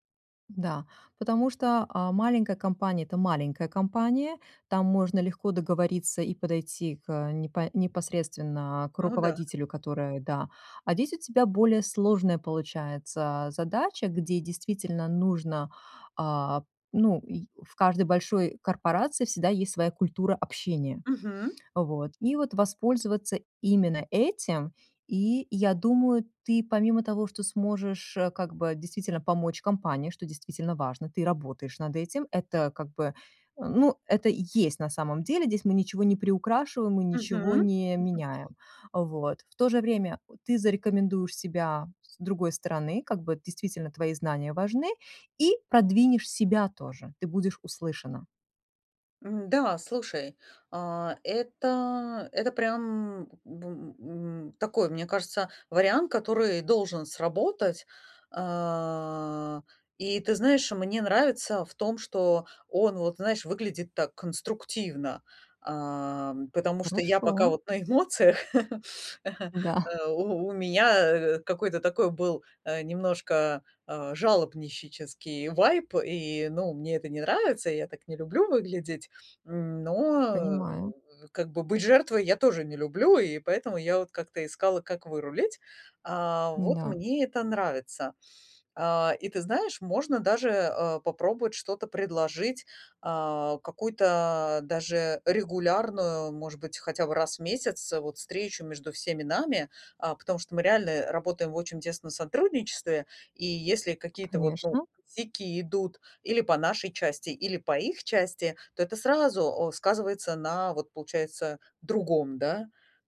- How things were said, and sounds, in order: tapping; chuckle; laugh; chuckle; other background noise; unintelligible speech
- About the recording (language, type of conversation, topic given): Russian, advice, Как мне получить больше признания за свои достижения на работе?